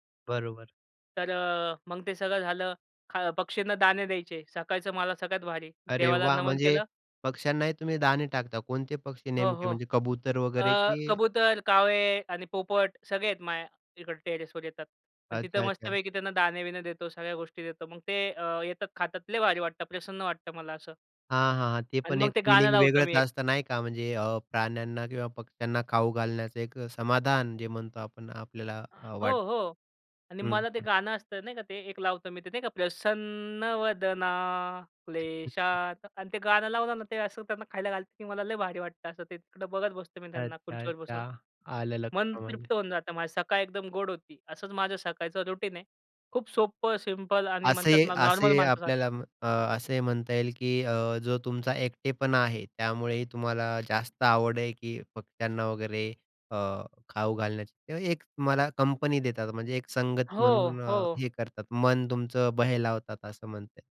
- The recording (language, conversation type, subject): Marathi, podcast, तुमच्या घरची सकाळची दिनचर्या कशी असते?
- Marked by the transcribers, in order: singing: "प्रसन्नवदना क्लेशात"; other noise; unintelligible speech; tapping; in English: "रूटीन"